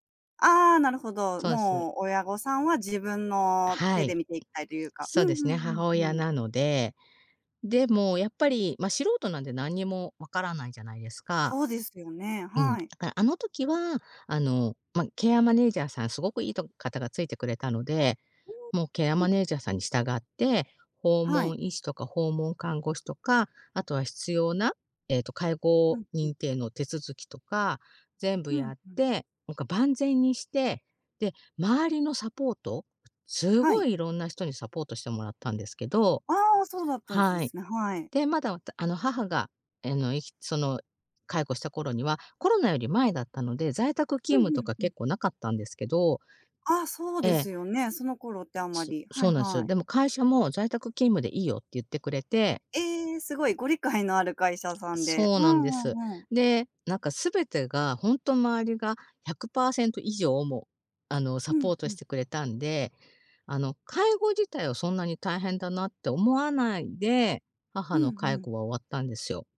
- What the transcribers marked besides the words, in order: tapping; other background noise
- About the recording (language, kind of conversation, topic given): Japanese, podcast, 親の介護に向けて、何からどのように準備すればよいですか？